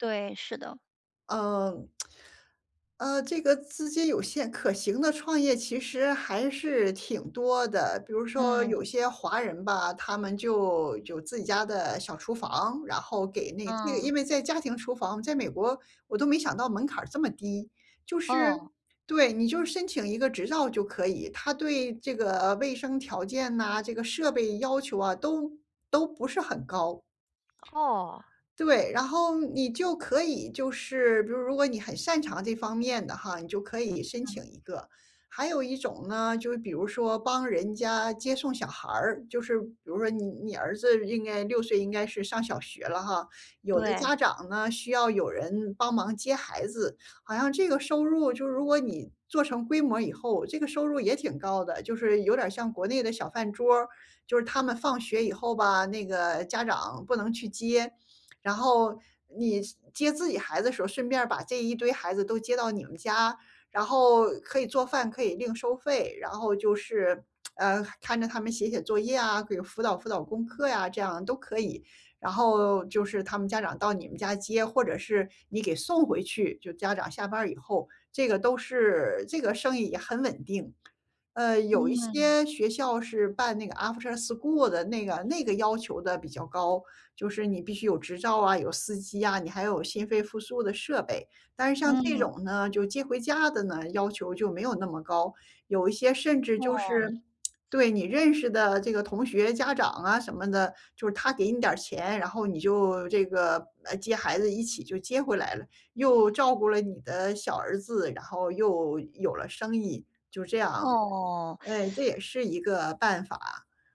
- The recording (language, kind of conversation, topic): Chinese, advice, 在资金有限的情况下，我该如何开始一个可行的创业项目？
- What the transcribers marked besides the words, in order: lip smack; tapping; other background noise; lip smack; in English: "After school"; lip smack; teeth sucking